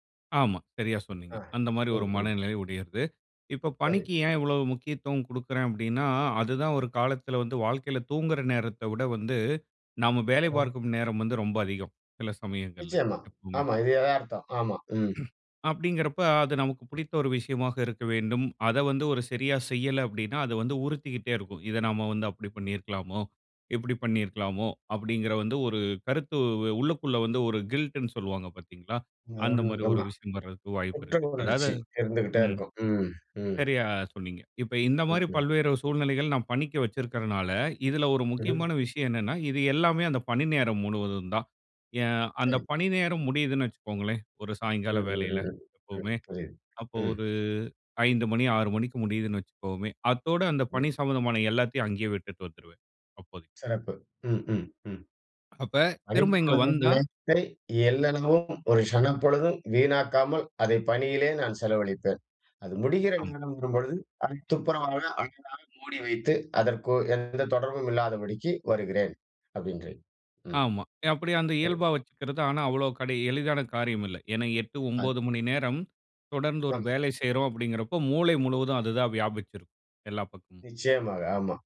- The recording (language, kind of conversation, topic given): Tamil, podcast, வேலை நேரத்தையும் ஓய்வு நேரத்தையும் நீங்கள் சமநிலைப்படுத்தி எப்படித் திட்டமிடுகிறீர்கள்?
- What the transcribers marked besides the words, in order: grunt; in English: "கில்ட்டுன்னு"; unintelligible speech